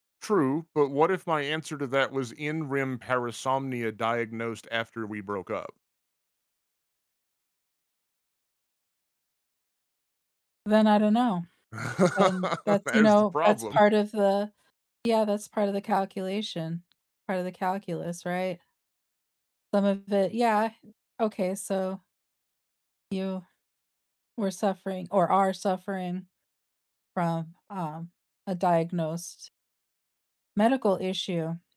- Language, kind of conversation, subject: English, unstructured, How do you negotiate when both sides want different things?
- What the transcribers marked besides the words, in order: laugh; background speech; chuckle; tapping